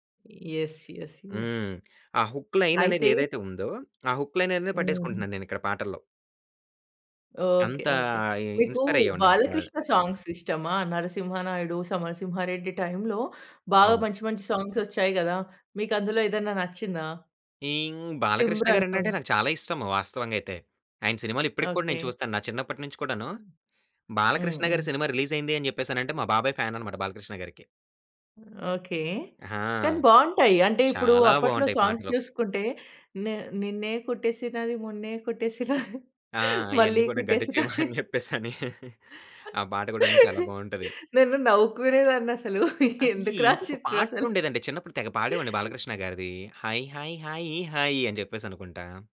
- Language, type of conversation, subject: Telugu, podcast, మీకు గుర్తున్న మొదటి సంగీత జ్ఞాపకం ఏది, అది మీపై ఎలా ప్రభావం చూపింది?
- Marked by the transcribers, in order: in English: "ఎస్, ఎస్, ఎస్"; in English: "హుక్ లైన్"; in English: "హుక్ లైన్"; in English: "ఇ ఇన్‌స్పైర్"; in English: "సాంగ్స్"; tapping; in English: "సాంగ్స్"; in English: "రిలీజ్"; in English: "ఫ్యాన్"; in English: "సాంగ్స్"; laughing while speaking: "కొట్టేసినది, మళ్ళీ కుట్టేసిన'"; laughing while speaking: "'గడ్డి చీమ' అని చెప్పేసి అని"; laughing while speaking: "నేను నవ్వుకునేదాన్ని అసలు, ఎందుకు రాసిండ్రు అసలు"; singing: "హాయి హాయి హాయి హాయి"